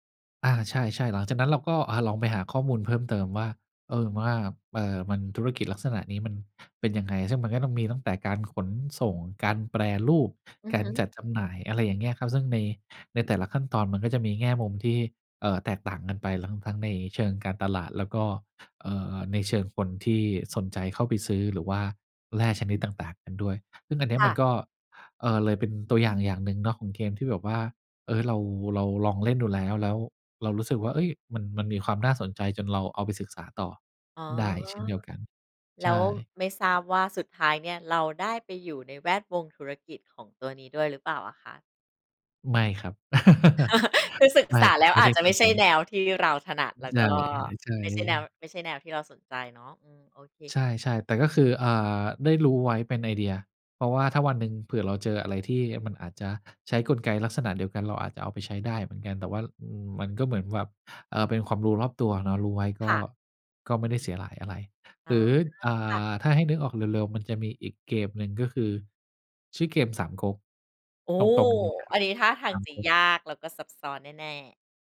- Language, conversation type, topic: Thai, podcast, ทำอย่างไรถึงจะค้นหาความสนใจใหม่ๆ ได้เมื่อรู้สึกตัน?
- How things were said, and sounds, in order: chuckle